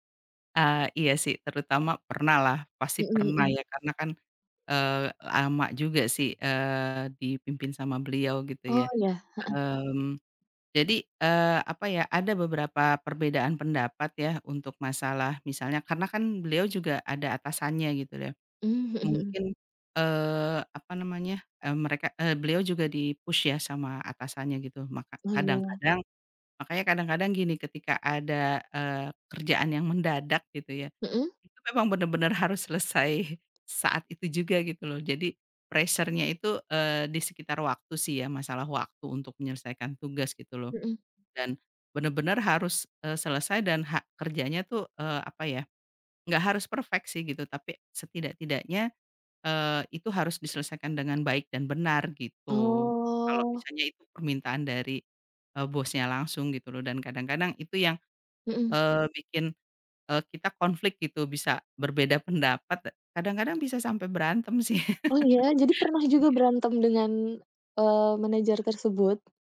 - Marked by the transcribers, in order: in English: "di-push"; laughing while speaking: "selesai"; tapping; in English: "pressure-nya"; in English: "perfect"; drawn out: "Oh"; laughing while speaking: "sih"; laugh
- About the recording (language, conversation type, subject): Indonesian, podcast, Cerita tentang bos atau manajer mana yang paling berkesan bagi Anda?